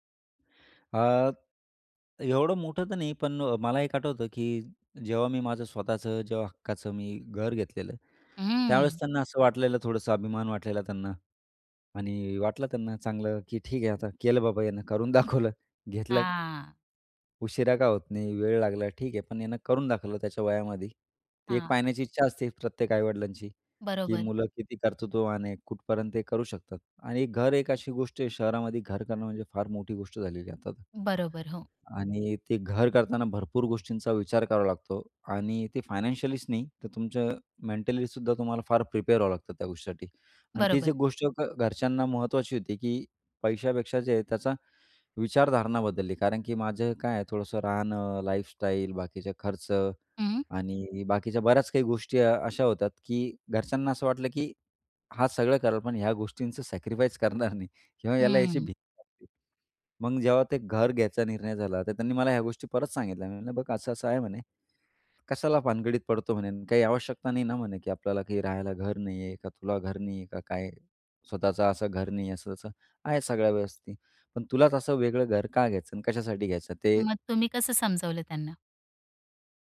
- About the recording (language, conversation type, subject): Marathi, podcast, तुमच्या आयुष्यातला मुख्य आधार कोण आहे?
- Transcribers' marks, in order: in English: "फायनान्शियलीच"; in English: "मेंटलीसुद्धा"; in English: "प्रिपेअर"; in English: "लाईफस्टाईल"; in English: "सॅक्रिफाईस"; tapping